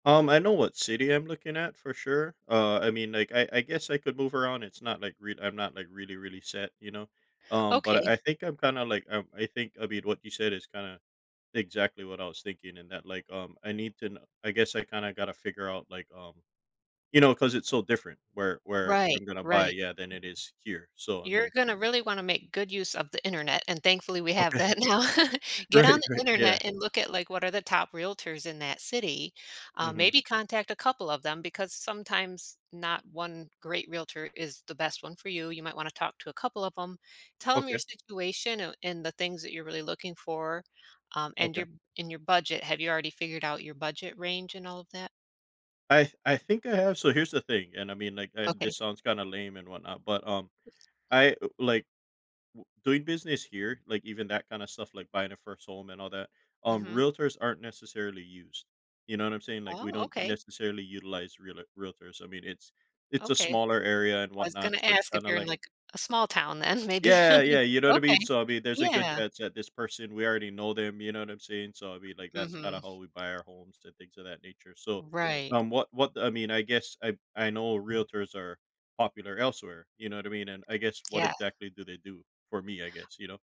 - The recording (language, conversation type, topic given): English, advice, What should I ask lenders about mortgages?
- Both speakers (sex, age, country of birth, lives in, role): female, 45-49, United States, United States, advisor; male, 40-44, United States, United States, user
- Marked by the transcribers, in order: other background noise; chuckle; laughing while speaking: "right, right"; laughing while speaking: "that now"; laugh; laughing while speaking: "then maybe"; chuckle; tapping